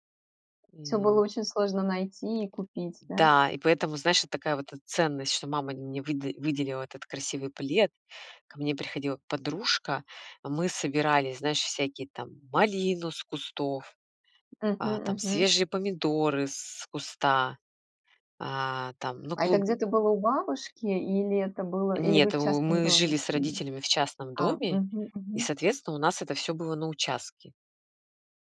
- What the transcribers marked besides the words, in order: tapping; drawn out: "М"; stressed: "малину"; other noise
- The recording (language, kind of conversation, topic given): Russian, podcast, Какая мелодия возвращает тебя в детство?